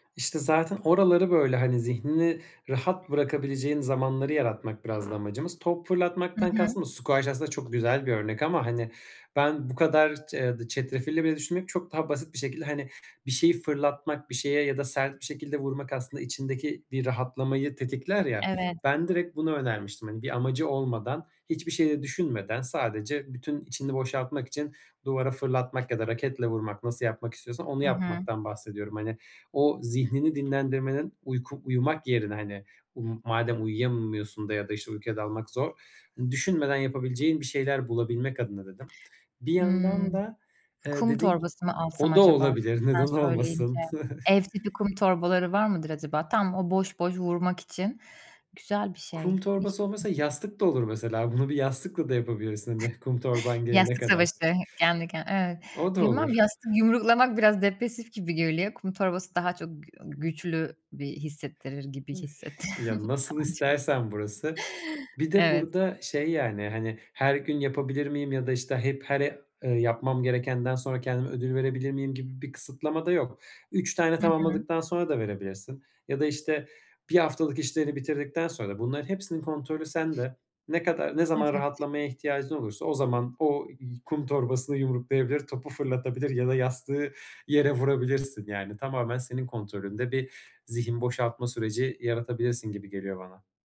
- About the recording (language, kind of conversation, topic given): Turkish, advice, Yapılması gereken işlerden uzaklaşıp zihnimi nasıl dinlendirebilirim?
- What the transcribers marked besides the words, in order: tapping; background speech; in English: "squash"; other background noise; chuckle; chuckle; other noise; laughing while speaking: "hissettim daha çok"